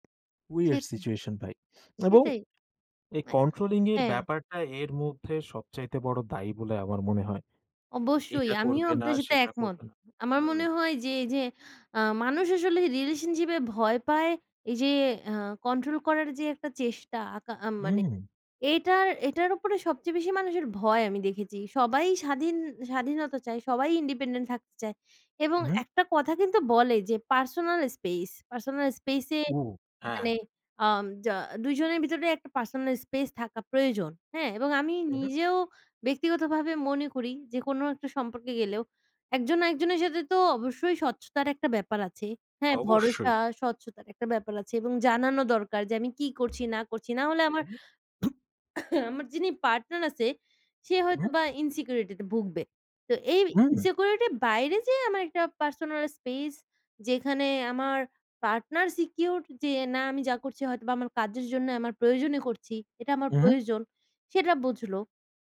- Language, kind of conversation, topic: Bengali, unstructured, তুমি কি মনে করো প্রেমের সম্পর্কে একে অপরকে একটু নিয়ন্ত্রণ করা ঠিক?
- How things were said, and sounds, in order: cough